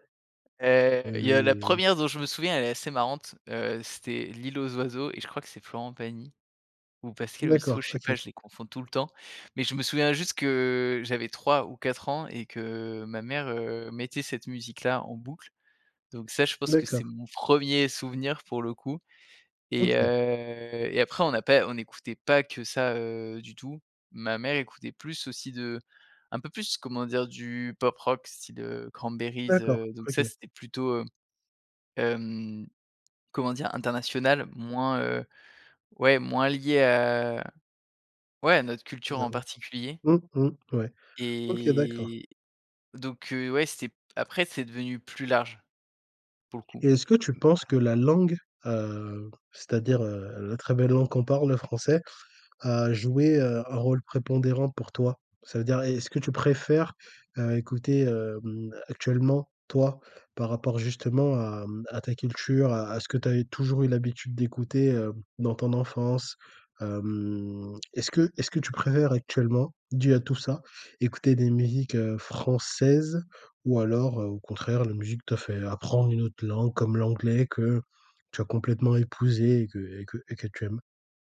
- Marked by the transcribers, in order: unintelligible speech; drawn out: "à"; drawn out: "Hem"; stressed: "françaises"
- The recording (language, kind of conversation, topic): French, podcast, Comment ta culture a-t-elle influencé tes goûts musicaux ?